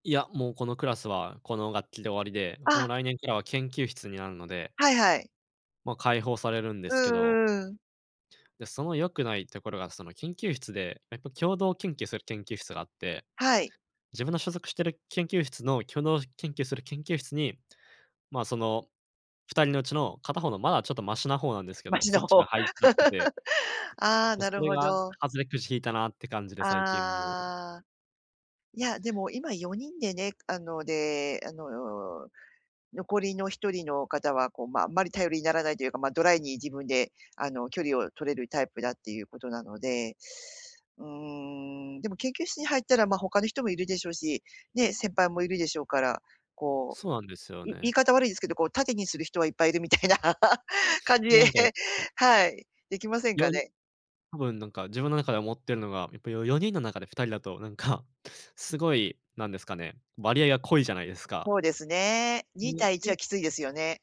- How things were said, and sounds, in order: other noise; laughing while speaking: "マシな方"; laugh; tapping; laughing while speaking: "みたいな感じで"; laughing while speaking: "なんか"; unintelligible speech
- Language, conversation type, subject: Japanese, advice, 友だちの前で自分らしくいられないのはどうしてですか？